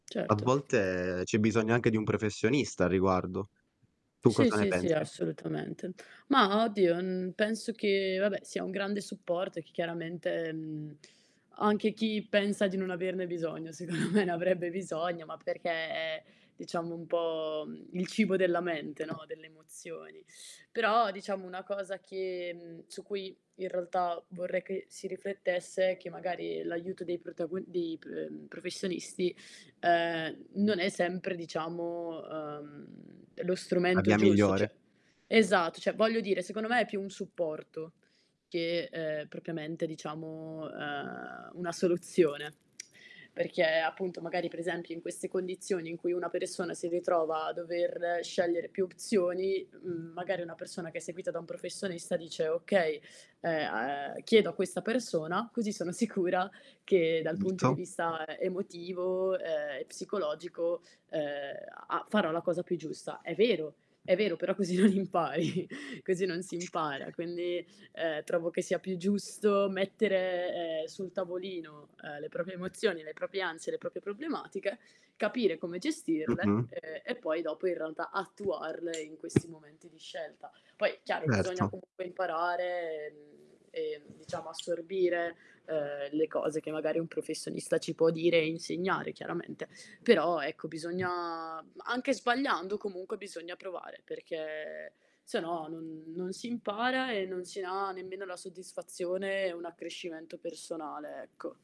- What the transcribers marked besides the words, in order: static; drawn out: "volte"; tapping; laughing while speaking: "secondo me"; other background noise; "professionisti" said as "professonisti"; "cioè" said as "ceh"; "via" said as "bia"; "cioè" said as "ceh"; tsk; "professionista" said as "professonista"; unintelligible speech; laughing while speaking: "così non impari"; door; "Certo" said as "erto"; distorted speech; "professionista" said as "professonista"; drawn out: "bisogna"; drawn out: "perché"
- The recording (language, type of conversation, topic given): Italian, podcast, Come gestisci l’ansia quando hai troppe opzioni tra cui scegliere?